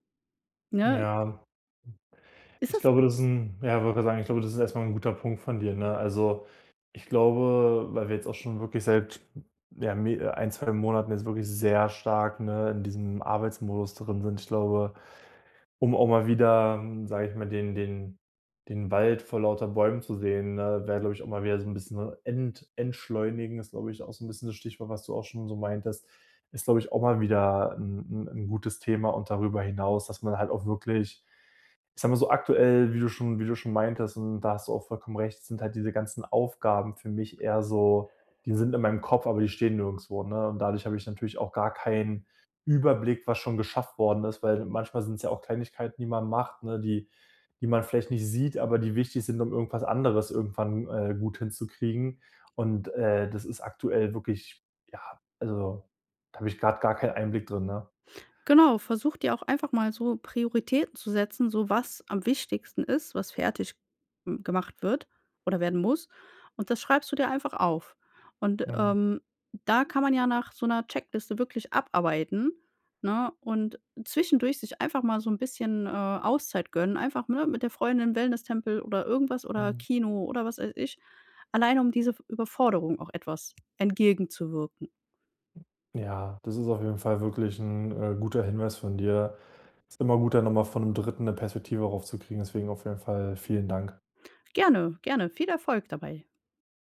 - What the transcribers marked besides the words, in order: other background noise; stressed: "sehr"; tapping
- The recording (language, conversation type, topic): German, advice, Wie kann ich meine Fortschritte verfolgen, ohne mich überfordert zu fühlen?